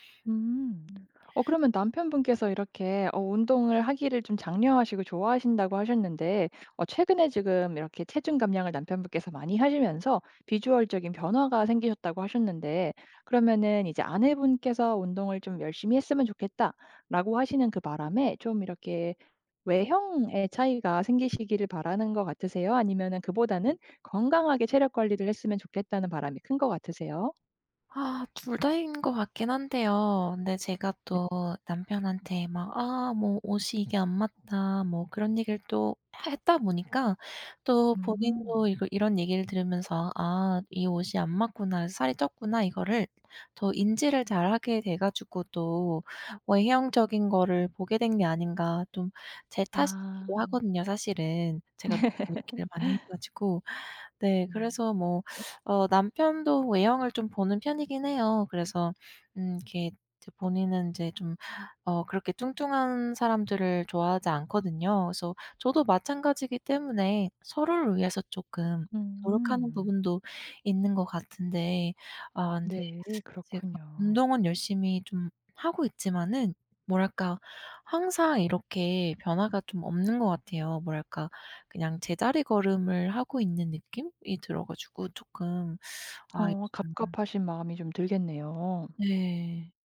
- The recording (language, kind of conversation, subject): Korean, advice, 체중 감량과 근육 증가 중 무엇을 우선해야 할지 헷갈릴 때 어떻게 목표를 정하면 좋을까요?
- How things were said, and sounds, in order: other background noise; tapping; laugh